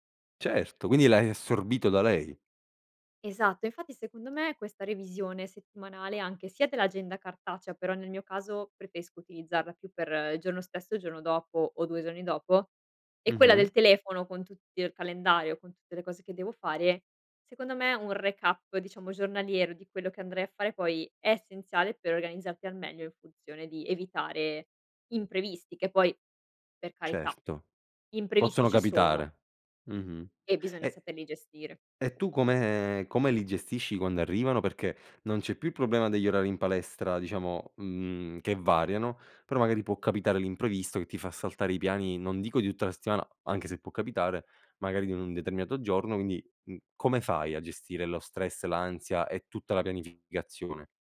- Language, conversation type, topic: Italian, podcast, Come pianifichi la tua settimana in anticipo?
- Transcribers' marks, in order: tapping; in English: "recap"